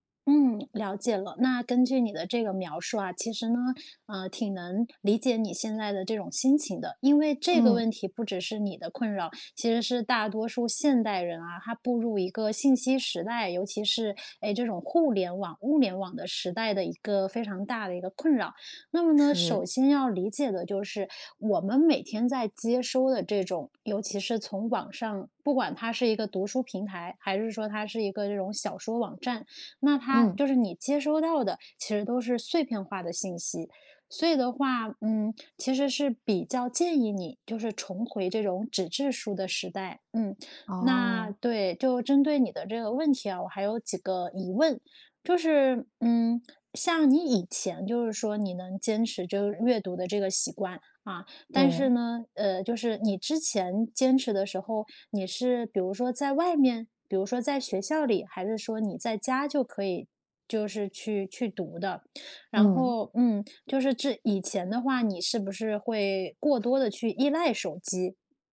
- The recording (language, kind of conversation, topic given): Chinese, advice, 读书时总是注意力分散，怎样才能专心读书？
- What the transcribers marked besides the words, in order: tapping